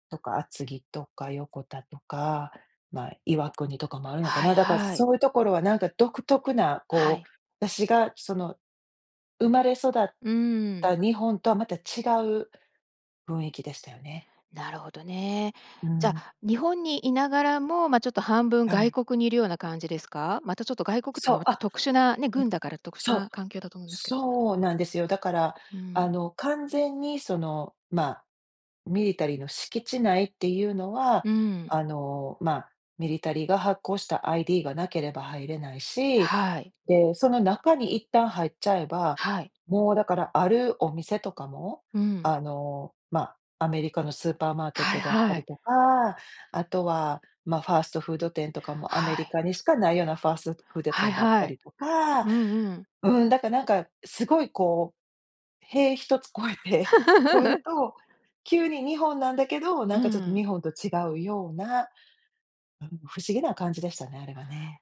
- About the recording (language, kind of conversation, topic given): Japanese, podcast, 誰かとの出会いで人生が変わったことはありますか？
- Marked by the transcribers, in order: other noise; in English: "ミリタリー"; in English: "ミリタリー"; laugh